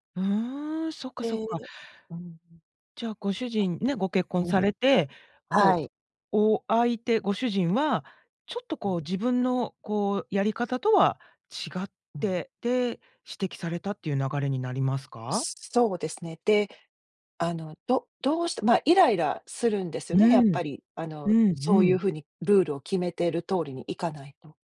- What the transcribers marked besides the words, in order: none
- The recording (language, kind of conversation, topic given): Japanese, podcast, 自分の固定観念に気づくにはどうすればいい？